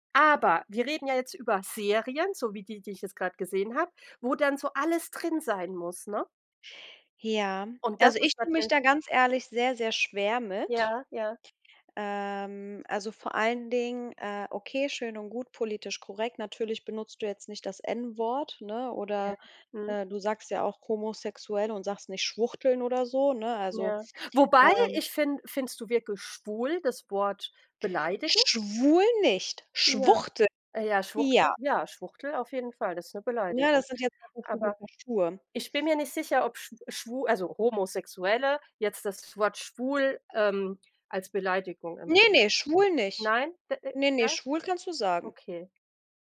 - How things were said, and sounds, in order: stressed: "wobei"; other background noise
- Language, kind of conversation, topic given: German, unstructured, Findest du, dass Filme heutzutage zu politisch korrekt sind?